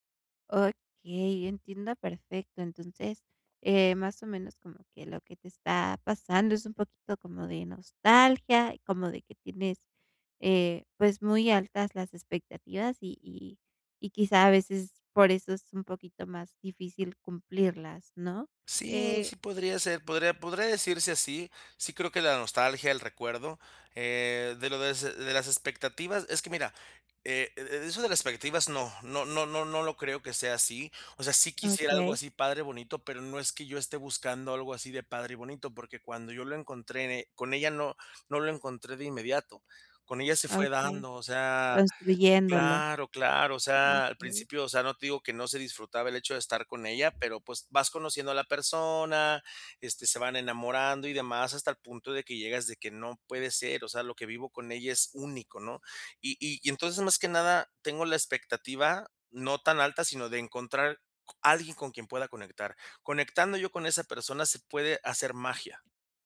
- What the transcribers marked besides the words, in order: other background noise; tapping
- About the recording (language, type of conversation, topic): Spanish, advice, ¿Cómo puedo aceptar mi nueva realidad emocional después de una ruptura?
- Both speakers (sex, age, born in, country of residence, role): female, 25-29, Mexico, Mexico, advisor; male, 35-39, Mexico, Mexico, user